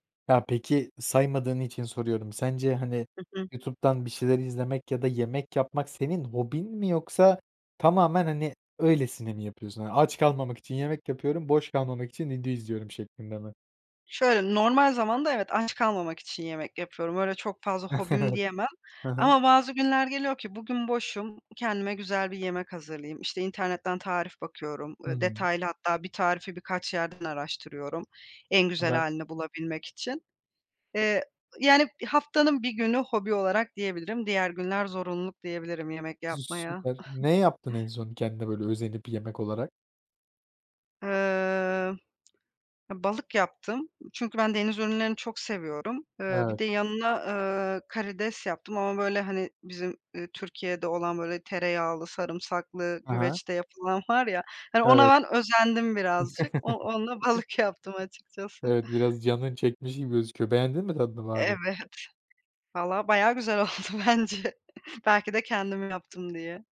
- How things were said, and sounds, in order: tapping; chuckle; unintelligible speech; chuckle; other background noise; chuckle; other noise; laughing while speaking: "balık yaptım"; laughing while speaking: "oldu bence"
- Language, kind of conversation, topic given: Turkish, podcast, Hobiler günlük stresi nasıl azaltır?